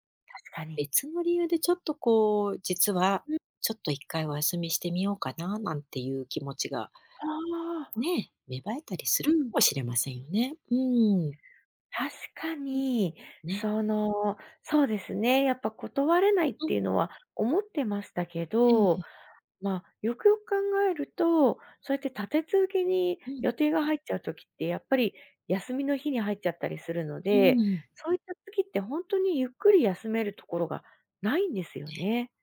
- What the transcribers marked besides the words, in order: none
- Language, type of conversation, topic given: Japanese, advice, ギフトや誘いを断れず無駄に出費が増える